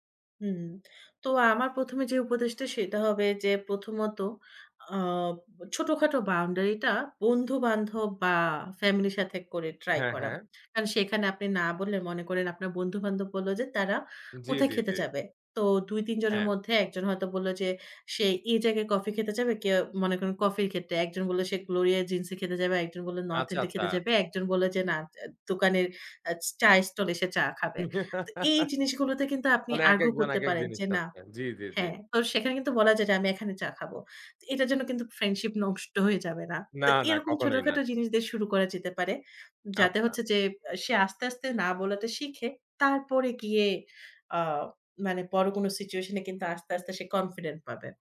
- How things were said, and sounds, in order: laugh
- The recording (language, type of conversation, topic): Bengali, podcast, আপনি কীভাবে কাউকে ‘না’ বলতে শিখেছেন?